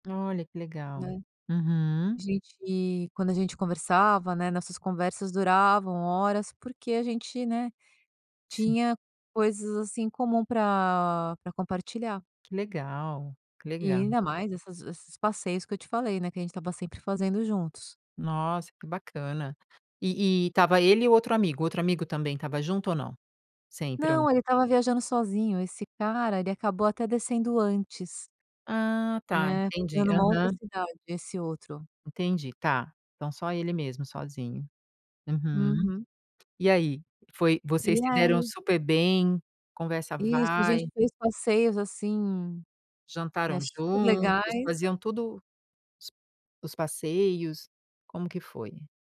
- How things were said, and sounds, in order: other background noise
- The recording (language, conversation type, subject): Portuguese, podcast, Já perdeu um transporte e acabou conhecendo alguém importante?